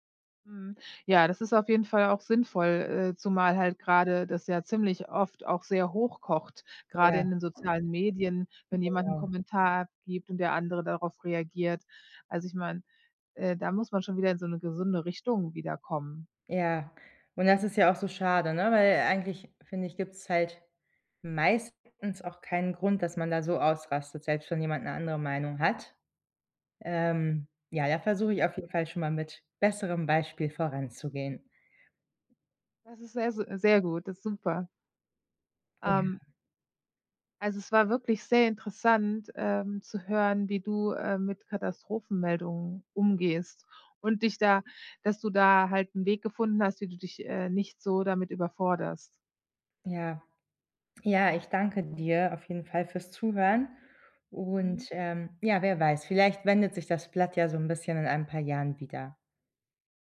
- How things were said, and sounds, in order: other background noise; unintelligible speech
- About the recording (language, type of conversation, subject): German, advice, Wie kann ich emotionale Überforderung durch ständige Katastrophenmeldungen verringern?